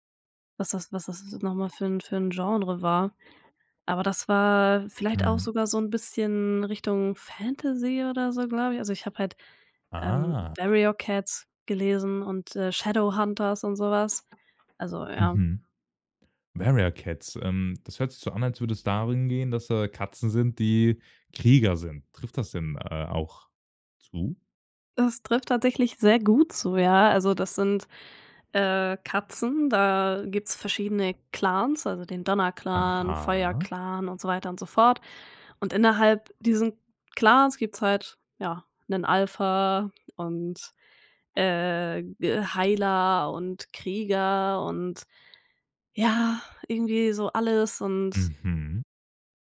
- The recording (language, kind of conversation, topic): German, podcast, Welches Medium hilft dir besser beim Abschalten: Buch oder Serie?
- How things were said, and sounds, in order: drawn out: "Ah"; other background noise; "darum" said as "darin"; joyful: "Es trifft tatsächlich sehr gut zu, ja"; drawn out: "Aha"